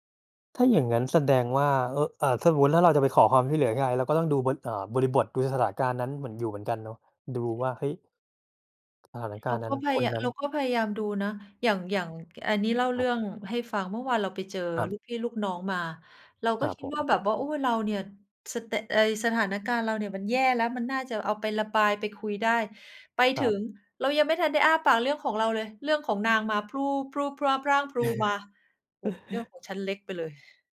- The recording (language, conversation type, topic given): Thai, unstructured, คุณคิดว่าการขอความช่วยเหลือเป็นเรื่องอ่อนแอไหม?
- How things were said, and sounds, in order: other background noise; tapping; chuckle